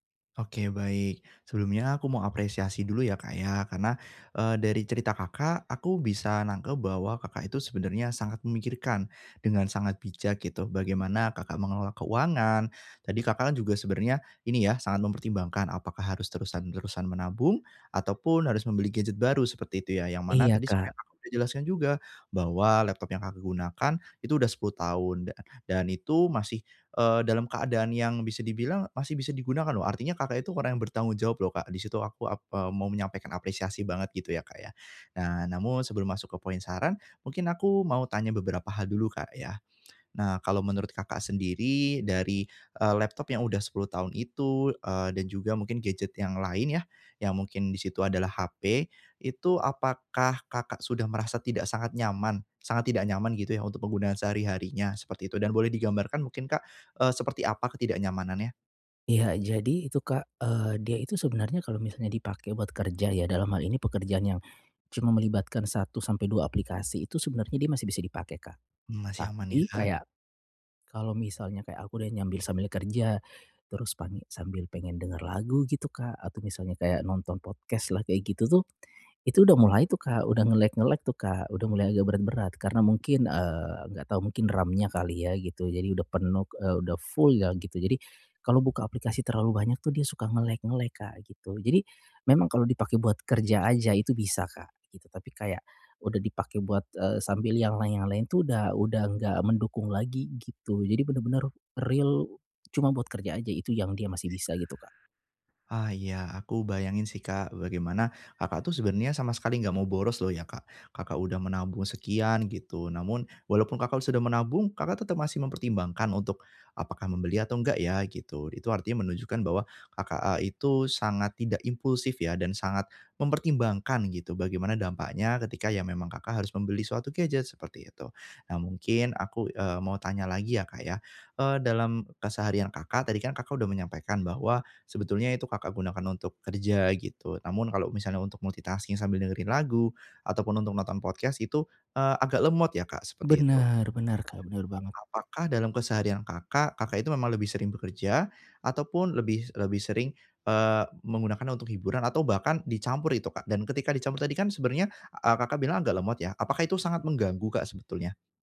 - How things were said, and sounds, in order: other background noise; in English: "podcast"; in English: "nge-lag-nge-lag"; in English: "nge-lag-nge-lag"; tapping; in English: "multitasking"; in English: "podcast"
- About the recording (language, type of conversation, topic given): Indonesian, advice, Bagaimana menetapkan batas pengeluaran tanpa mengorbankan kebahagiaan dan kualitas hidup?